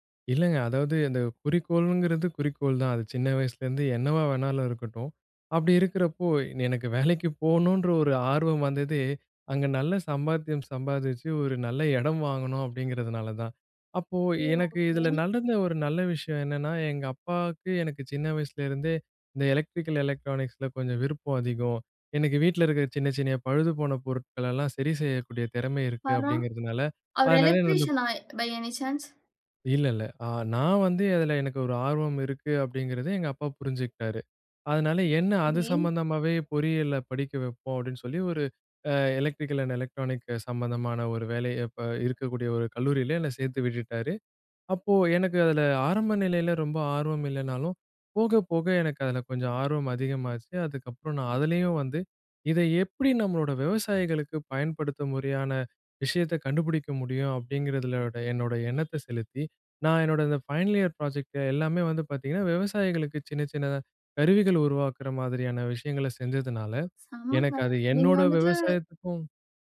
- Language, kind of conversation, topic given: Tamil, podcast, முடிவுகளைச் சிறு பகுதிகளாகப் பிரிப்பது எப்படி உதவும்?
- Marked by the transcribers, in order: horn; "நடந்த" said as "நலந்த"; in English: "எலக்ட்ரிக்கல் எலக்ட்ரானிக்ஸ்ல"; other background noise; in English: "எலக்ட்ரீசியனா, பை எனி சான்ஸ்?"; other noise; in English: "எலக்ட்ரிக்கல் அண்ட் எலக்ட்ரானிக்"; in English: "ஃபைனல் இயர் ப்ராஜெக்ட்"